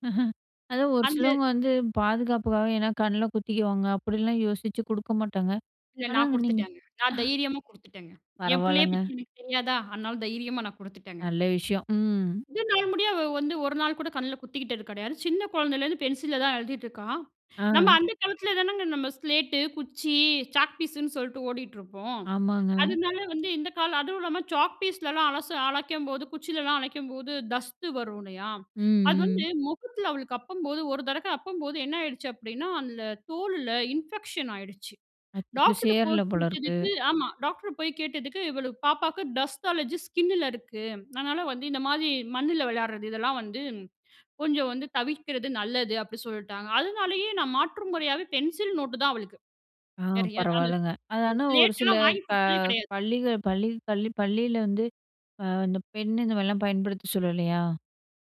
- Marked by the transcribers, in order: chuckle; "அழைக்கும்" said as "அழிக்கும்"; "அழைக்கும்" said as "அழிக்கும்"; in English: "தஸ்து"; "டஸ்டு" said as "தஸ்து"; "தரவ" said as "தரக்க"; in English: "இன்ஃபெக்ஷன்"; in English: "டஸ்ட் அலர்ஜி ஸ்கின்‌னுல"
- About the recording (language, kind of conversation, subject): Tamil, podcast, பிள்ளைகளின் வீட்டுப்பாடத்தைச் செய்ய உதவும்போது நீங்கள் எந்த அணுகுமுறையைப் பின்பற்றுகிறீர்கள்?